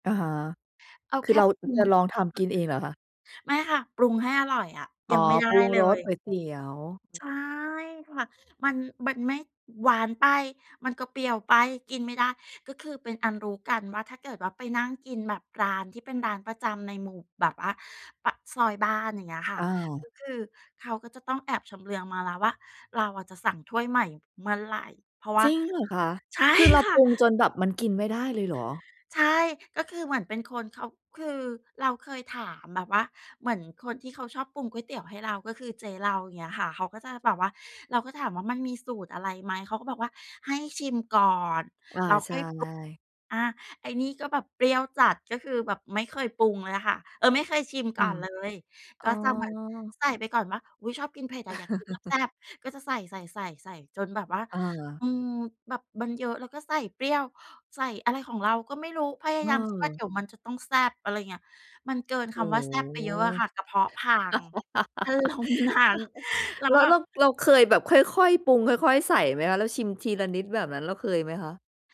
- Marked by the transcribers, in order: other noise; tapping; chuckle; laugh; laughing while speaking: "อารมณ์นั้น"
- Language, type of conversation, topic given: Thai, podcast, เมนูอะไรที่คุณทำแล้วรู้สึกได้รับการปลอบใจมากที่สุด?